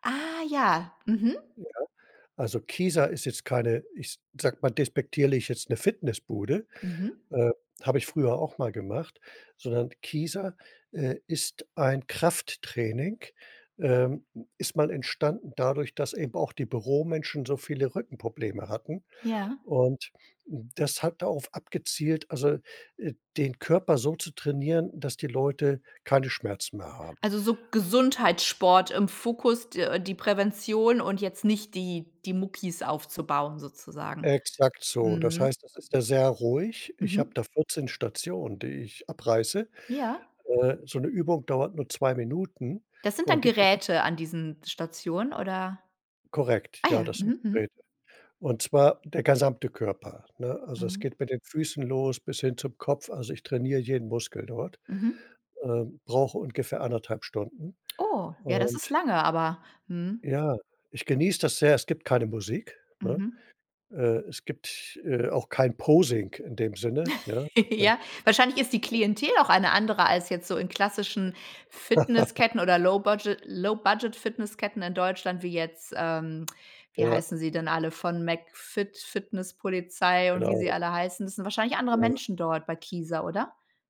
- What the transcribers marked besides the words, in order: drawn out: "Ah"; surprised: "Oh"; laugh; other noise; laugh; in English: "Low-Budget Low-Budget"; tongue click
- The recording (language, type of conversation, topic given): German, podcast, Wie trainierst du, wenn du nur 20 Minuten Zeit hast?